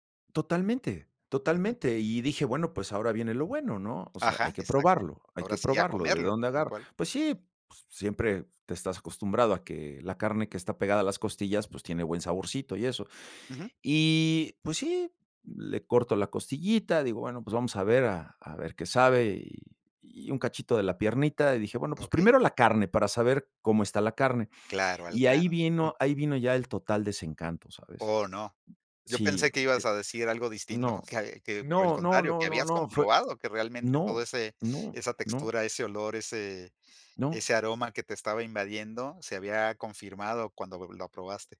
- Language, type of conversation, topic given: Spanish, podcast, ¿Qué comida probaste durante un viaje que más te sorprendió?
- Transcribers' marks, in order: none